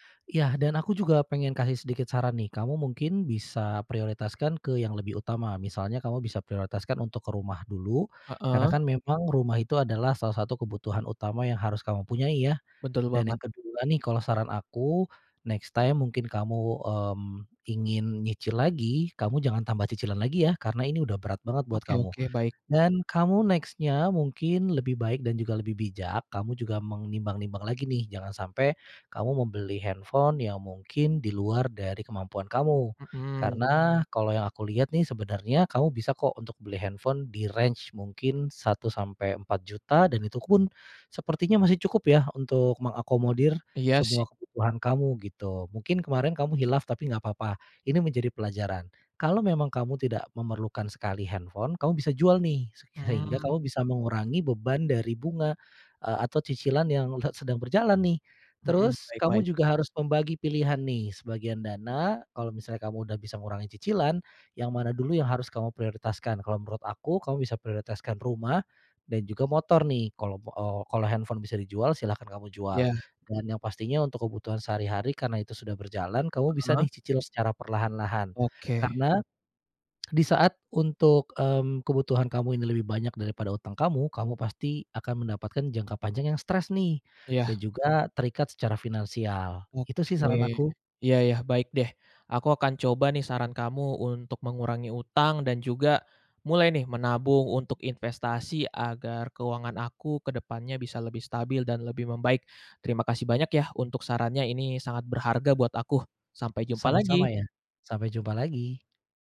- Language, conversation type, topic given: Indonesian, advice, Bingung memilih melunasi utang atau mulai menabung dan berinvestasi
- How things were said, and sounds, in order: in English: "next time"; in English: "next-nya"; "menimbang-nimbang" said as "mengnimbang-nimbang"; in English: "range"; other background noise; lip smack; tapping